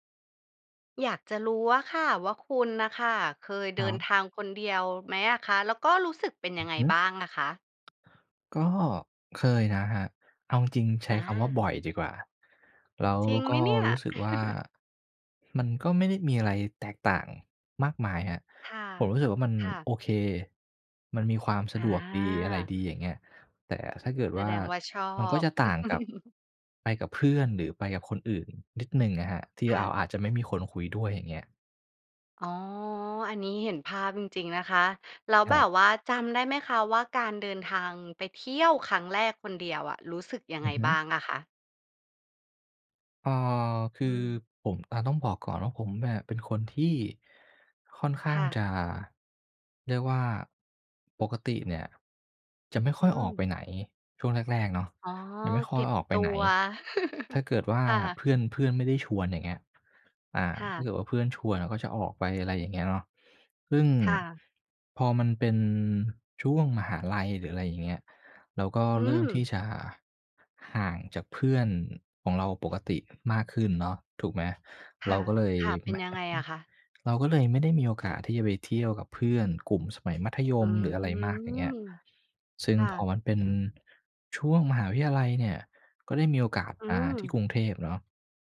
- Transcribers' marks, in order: chuckle; chuckle; chuckle; drawn out: "อืม"
- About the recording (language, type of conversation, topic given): Thai, podcast, เคยเดินทางคนเดียวแล้วเป็นยังไงบ้าง?